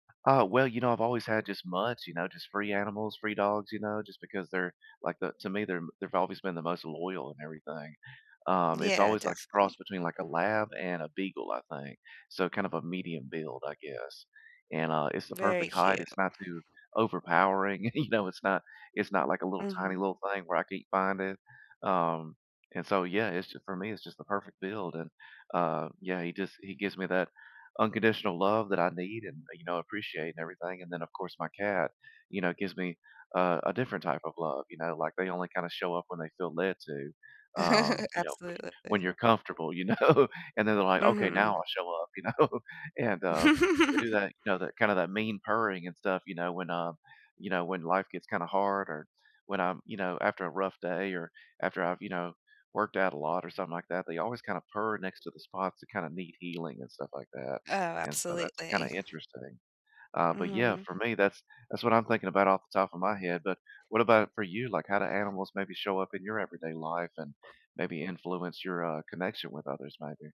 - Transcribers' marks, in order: tapping; laughing while speaking: "You"; chuckle; laughing while speaking: "know?"; laughing while speaking: "know?"; laugh; other background noise
- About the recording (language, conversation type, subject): English, unstructured, How do animals show up in your everyday life and influence your connections with others?
- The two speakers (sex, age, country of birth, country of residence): female, 45-49, United States, United States; male, 45-49, United States, United States